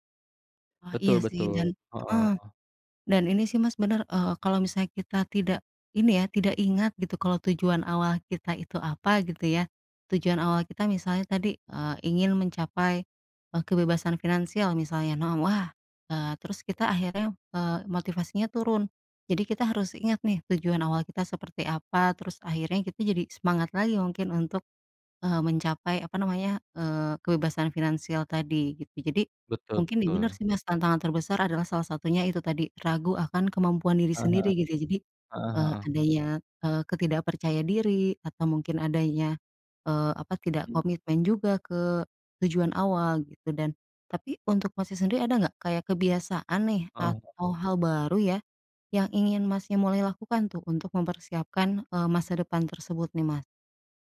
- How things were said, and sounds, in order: other background noise; tapping
- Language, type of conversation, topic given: Indonesian, unstructured, Bagaimana kamu membayangkan hidupmu lima tahun ke depan?